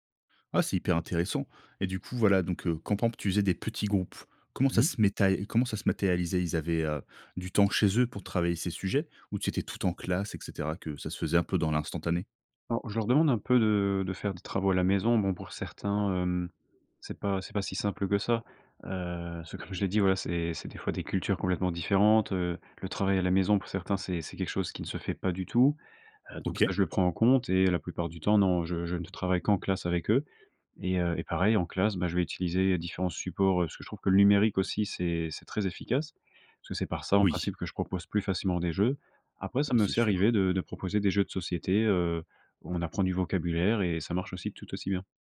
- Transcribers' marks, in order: "pampe" said as "par exemple"; other background noise
- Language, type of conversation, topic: French, podcast, Comment le jeu peut-il booster l’apprentissage, selon toi ?